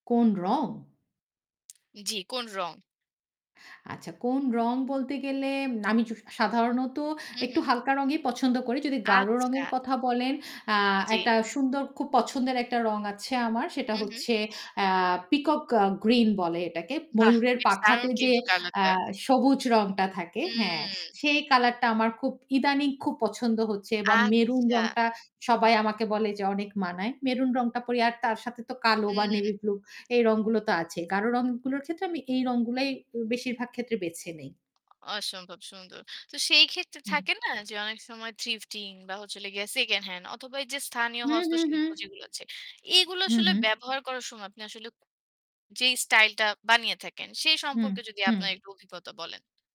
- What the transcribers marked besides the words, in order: static; tapping; in English: "পিকক আ গ্রিন"; other background noise; distorted speech; in English: "থ্রিফটিং"
- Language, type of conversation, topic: Bengali, podcast, বাজেটের মধ্যে থেকেও কীভাবে স্টাইল বজায় রাখবেন?